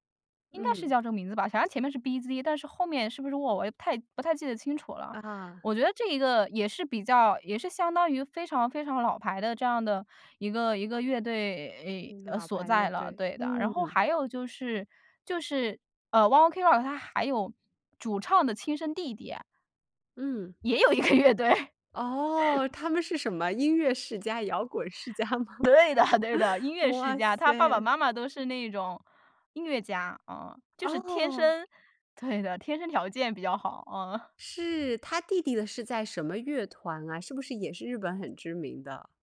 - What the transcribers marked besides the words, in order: in English: "World"; laughing while speaking: "也有一个乐队"; laugh; laughing while speaking: "对的"; laughing while speaking: "家吗"; laugh
- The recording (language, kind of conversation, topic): Chinese, podcast, 你有没有哪段时间突然大幅改变了自己的听歌风格？